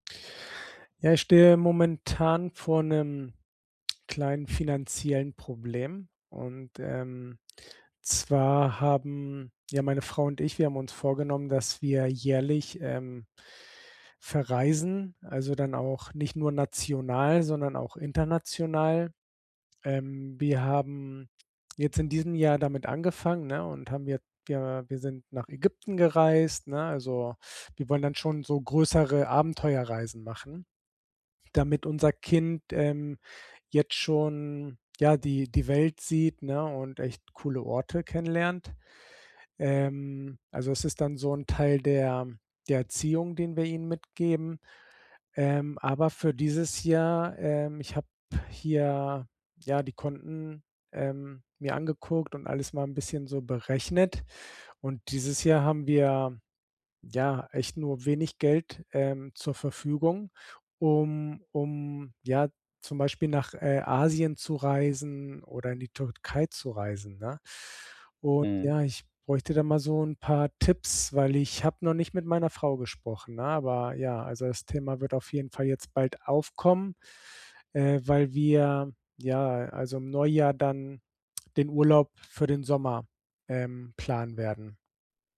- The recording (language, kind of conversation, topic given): German, advice, Wie plane ich eine Reise, wenn mein Budget sehr knapp ist?
- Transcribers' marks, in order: none